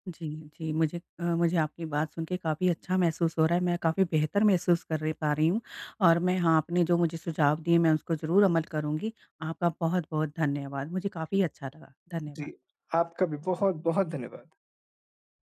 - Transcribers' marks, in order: none
- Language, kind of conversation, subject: Hindi, advice, मैं कैसे तय करूँ कि मुझे मदद की ज़रूरत है—यह थकान है या बर्नआउट?